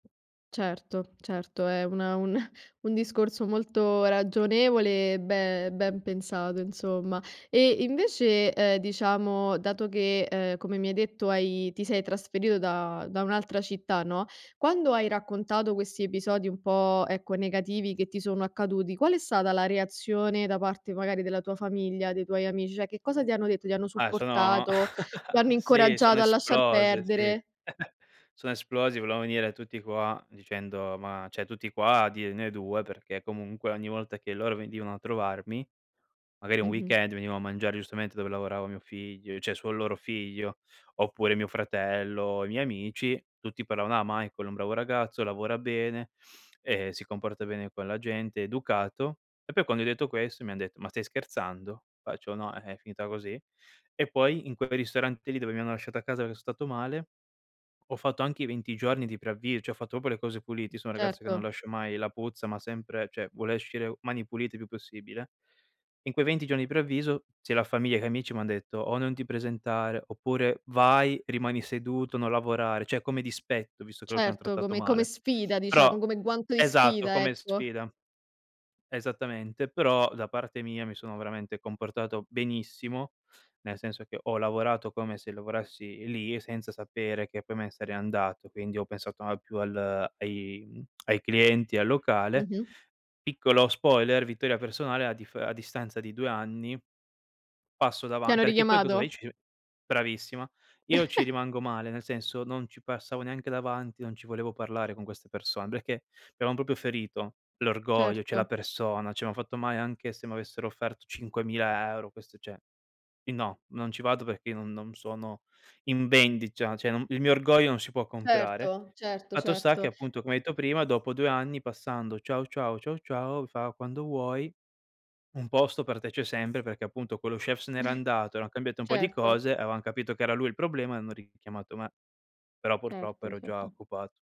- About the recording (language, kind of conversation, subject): Italian, podcast, Come hai deciso di lasciare un lavoro sicuro?
- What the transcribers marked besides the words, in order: laughing while speaking: "un"; chuckle; "cioè" said as "ceh"; in English: "weekend"; "cioè" said as "ceh"; "parlavano" said as "pallavano"; tapping; other background noise; "proprio" said as "popo"; "cioè" said as "ceh"; "uscire" said as "oscire"; "cioè" said as "ceh"; "lavorassi" said as "lovorassi"; tongue click; chuckle; "perché" said as "peché"; "proprio" said as "popio"; "cioè" said as "ceh"; "cioè" said as "ceh"; "perché" said as "peché"; "vendita" said as "vendicia"; "cioè-" said as "ceh"; "cioè" said as "ceh"; chuckle; "certo" said as "cetto"